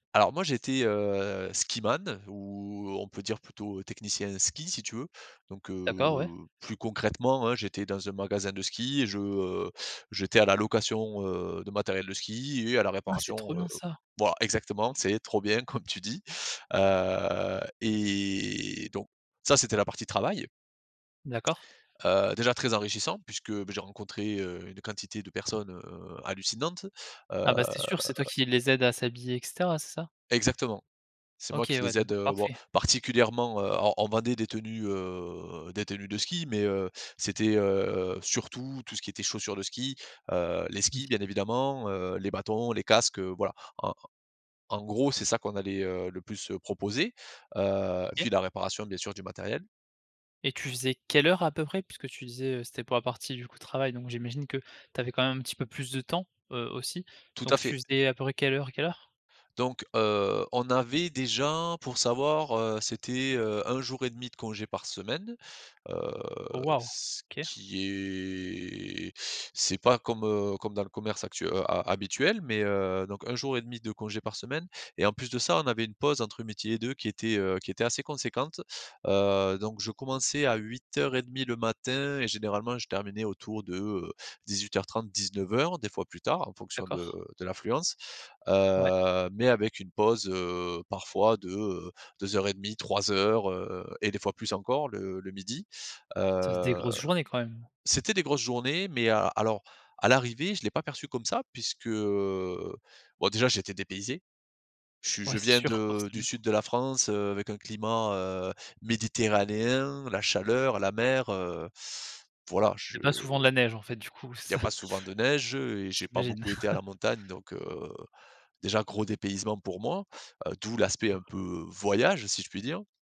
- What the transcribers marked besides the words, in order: drawn out: "heu"; in English: "skiman"; tapping; drawn out: "Heu et"; drawn out: "heu"; drawn out: "est"; drawn out: "heu"; chuckle; other background noise
- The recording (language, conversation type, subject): French, podcast, Quel est ton meilleur souvenir de voyage ?